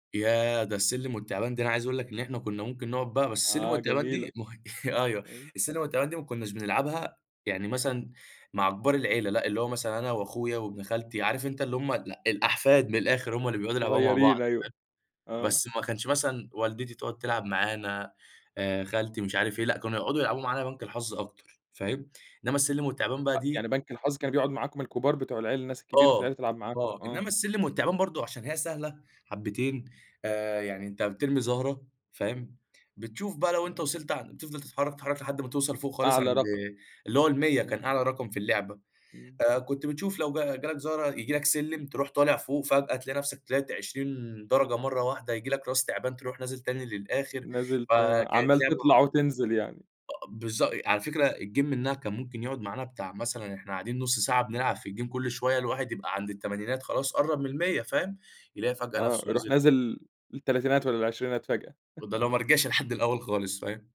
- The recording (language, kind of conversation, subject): Arabic, podcast, إيه هي اللعبة اللي دايمًا بتلمّ العيلة عندكم؟
- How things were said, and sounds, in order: laugh; tapping; in English: "الgame"; in English: "الgame"; giggle